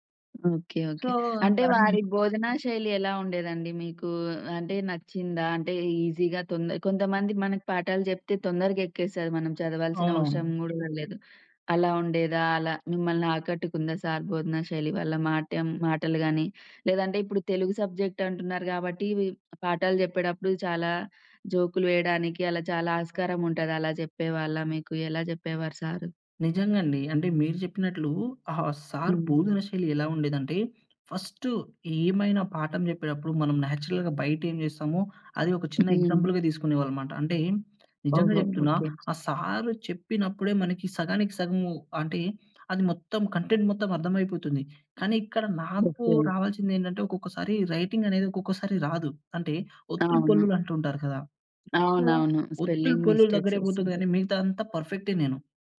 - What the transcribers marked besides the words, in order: in English: "సో"; in English: "ఈజీగా"; in English: "సబ్జెక్ట్"; in English: "నేచురల్‌గా"; in English: "ఎగ్జాంపుల్‌గా"; other background noise; in English: "కంటెంట్"; in English: "రైటింగ్"; in English: "సో"; in English: "స్పెల్లింగ్ మిస్టేక్స్"
- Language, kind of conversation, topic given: Telugu, podcast, పాఠశాలలో ఏ గురువు వల్ల నీలో ప్రత్యేకమైన ఆసక్తి కలిగింది?